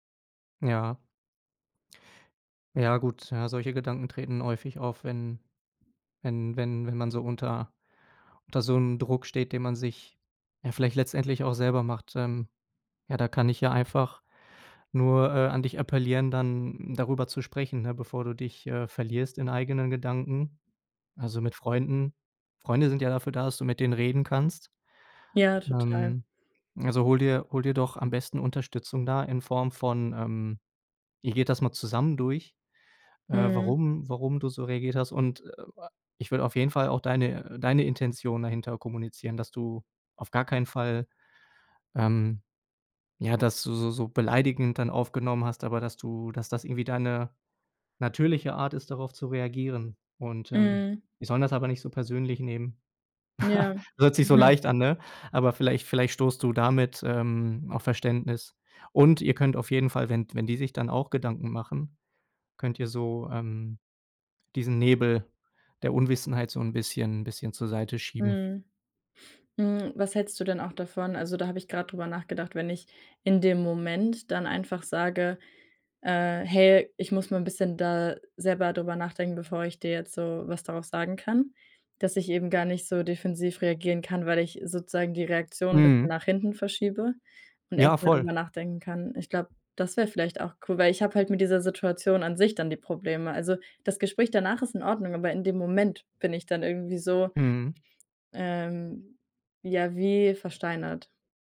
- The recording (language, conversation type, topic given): German, advice, Warum fällt es mir schwer, Kritik gelassen anzunehmen, und warum werde ich sofort defensiv?
- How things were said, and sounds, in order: chuckle; other background noise